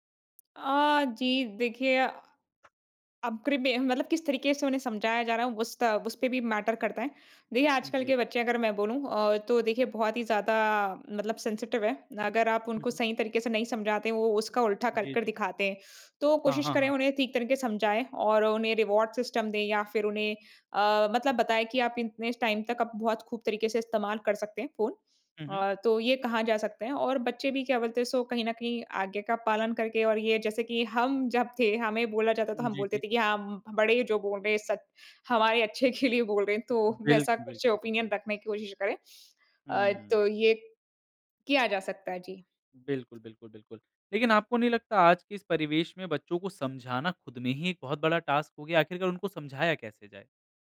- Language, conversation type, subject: Hindi, podcast, कार्य और निजी जीवन में संतुलन बनाने में तकनीक कैसे मदद करती है या परेशानी खड़ी करती है?
- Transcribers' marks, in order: in English: "मैटर"; in English: "सेंसिटिव"; in English: "रिवार्ड सिस्टम"; in English: "टाइम"; in English: "ओपिनियन"; in English: "टास्क"